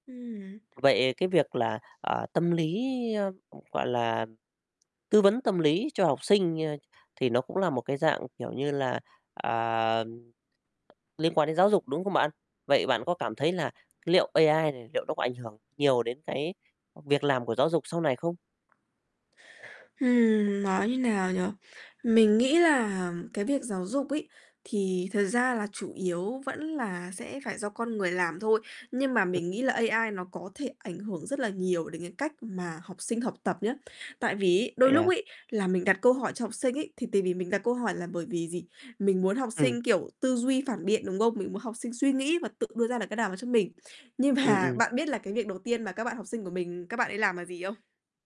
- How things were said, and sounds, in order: tapping; other background noise; distorted speech; laughing while speaking: "mà"
- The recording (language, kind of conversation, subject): Vietnamese, podcast, Bạn thấy trí tuệ nhân tạo đã thay đổi đời sống hằng ngày như thế nào?